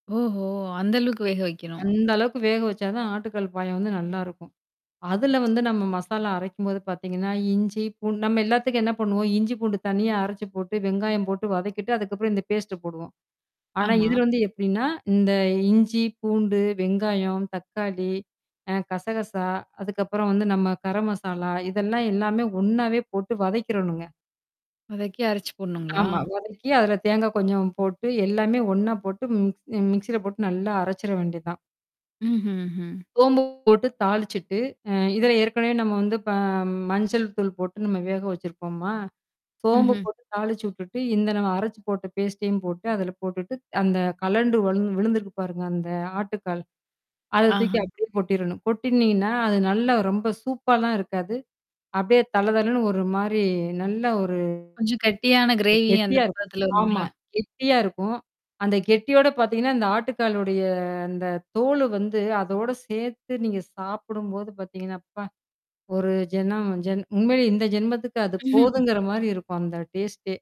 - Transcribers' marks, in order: other background noise; static; background speech; in English: "பேஸ்ட்"; distorted speech; drawn out: "இப்ப"; in English: "பேஸ்டையும்"; mechanical hum; drawn out: "ஆட்டுக்காலுடைய"; tapping; "ஜென்மம்" said as "ஜென்ம்"; chuckle
- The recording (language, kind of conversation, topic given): Tamil, podcast, பாரம்பரிய சமையல் குறிப்பை தலைமுறைகள் கடந்து பகிர்ந்து கொண்டதைக் குறித்து ஒரு சின்னக் கதை சொல்ல முடியுமா?